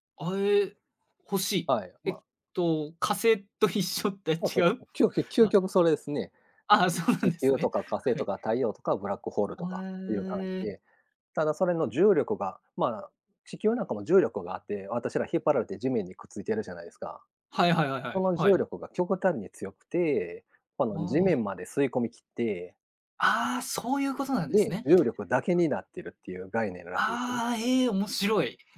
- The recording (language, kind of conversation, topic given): Japanese, unstructured, 宇宙について考えると、どんな気持ちになりますか？
- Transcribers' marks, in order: other noise; laughing while speaking: "そうなんですね"; tapping